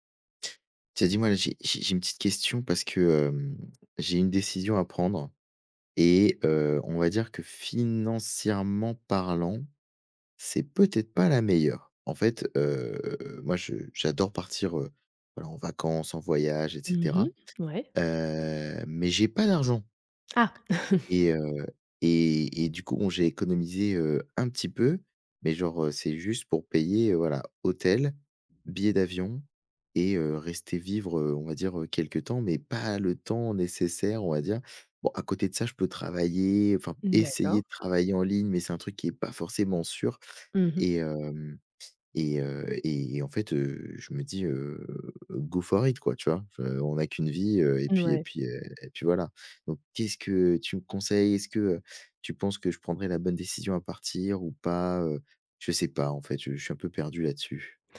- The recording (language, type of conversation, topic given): French, advice, Comment décrire une décision financière risquée prise sans garanties ?
- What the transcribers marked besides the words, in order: tapping; chuckle; other background noise; in English: "go for it !"